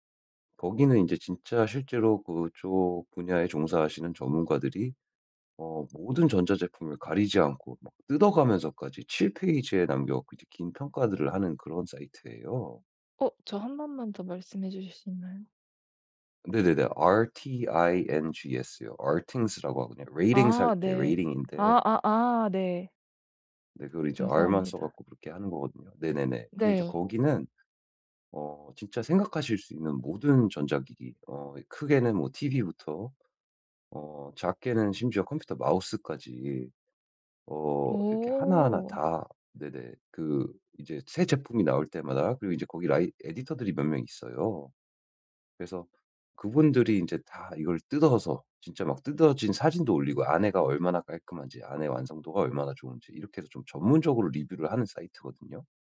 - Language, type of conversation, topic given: Korean, advice, 쇼핑할 때 결정을 미루지 않으려면 어떻게 해야 하나요?
- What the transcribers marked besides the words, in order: other background noise; put-on voice: "RTINGS라고"; in English: "ratings"; in English: "ratings인데"